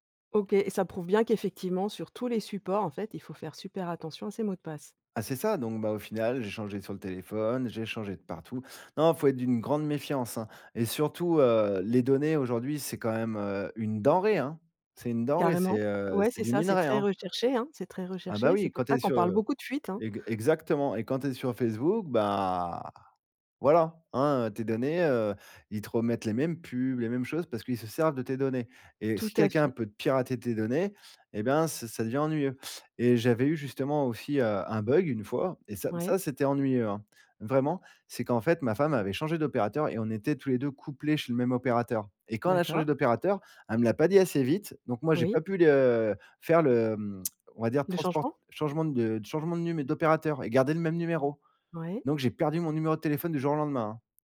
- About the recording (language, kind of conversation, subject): French, podcast, Tu fais quoi pour protéger ta vie privée sur Internet ?
- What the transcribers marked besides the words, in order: stressed: "denrée"